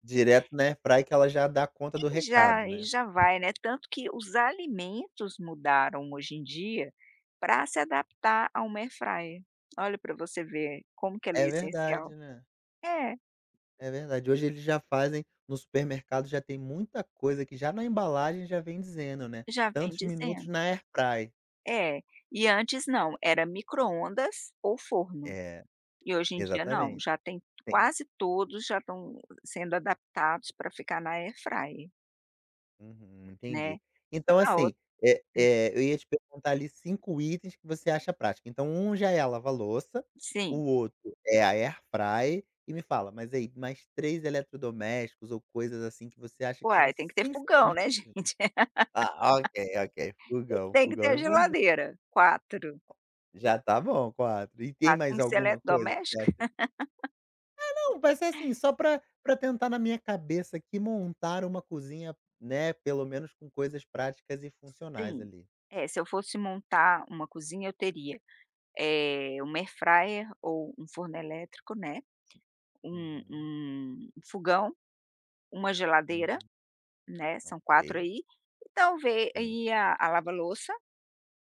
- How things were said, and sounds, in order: tapping; in English: "air fryer"; laughing while speaking: "né, gente"; unintelligible speech; laugh; other background noise; laugh
- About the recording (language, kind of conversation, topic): Portuguese, podcast, O que é essencial numa cozinha prática e funcional pra você?